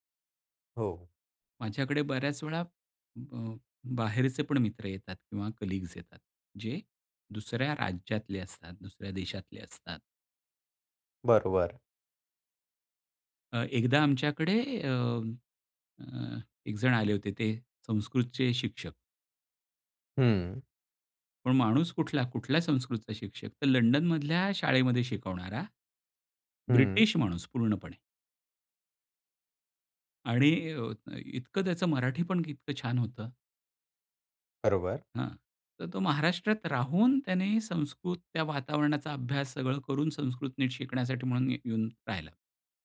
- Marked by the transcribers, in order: in English: "कलीग्स"
- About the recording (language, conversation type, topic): Marathi, podcast, तुम्ही पाहुण्यांसाठी मेनू कसा ठरवता?